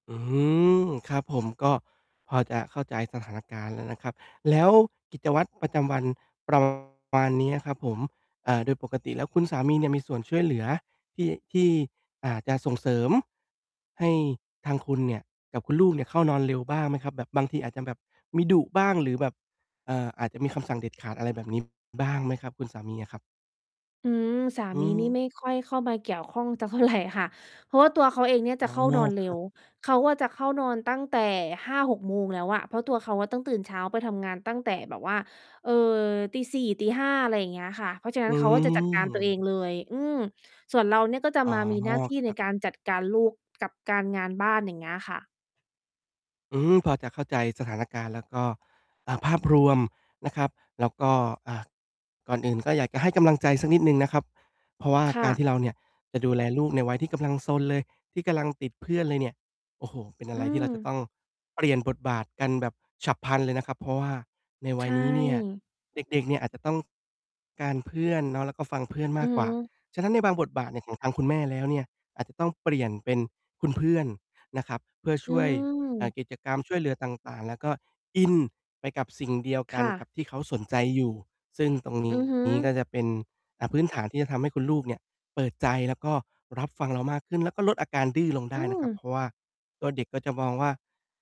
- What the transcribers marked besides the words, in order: static; distorted speech; laughing while speaking: "เท่าไร"; tapping; stressed: "อิน"
- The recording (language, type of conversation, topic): Thai, advice, ฉันควรสร้างกิจวัตรก่อนนอนให้ทำได้สม่ำเสมอทุกคืนอย่างไร?
- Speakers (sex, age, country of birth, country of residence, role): female, 35-39, Thailand, United States, user; male, 30-34, Thailand, Thailand, advisor